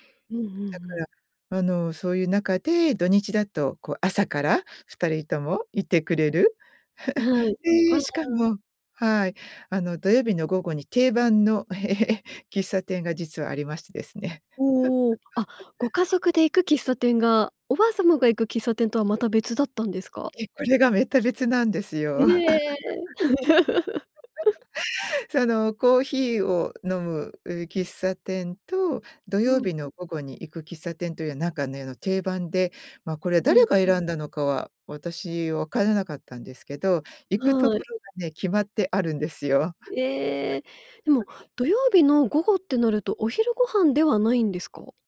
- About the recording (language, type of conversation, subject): Japanese, podcast, 子どもの頃にほっとする味として思い出すのは何ですか？
- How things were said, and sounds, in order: chuckle; chuckle; chuckle; chuckle; laugh; chuckle